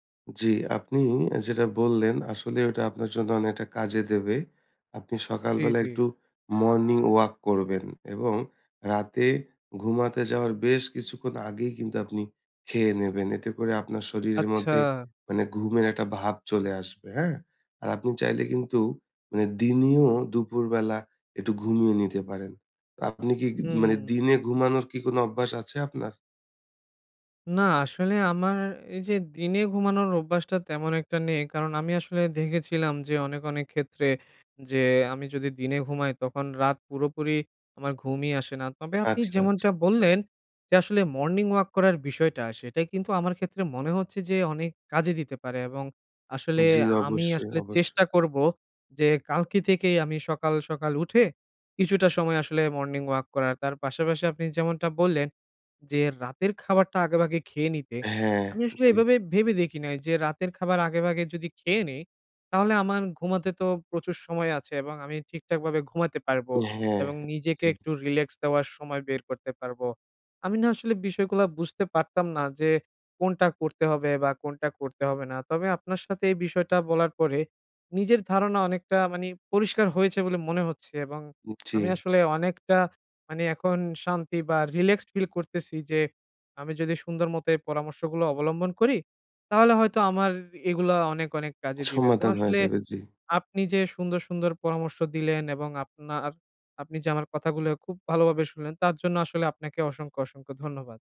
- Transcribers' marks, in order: "অনেকটা" said as "অনেটা"; in English: "morning walk"; "দিনেও" said as "দিনিও"; tapping; in English: "morning walk"; in English: "morning walk"; in English: "relax"; in English: "relaxed"
- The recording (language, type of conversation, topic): Bengali, advice, রাত জেগে থাকার ফলে সকালে অতিরিক্ত ক্লান্তি কেন হয়?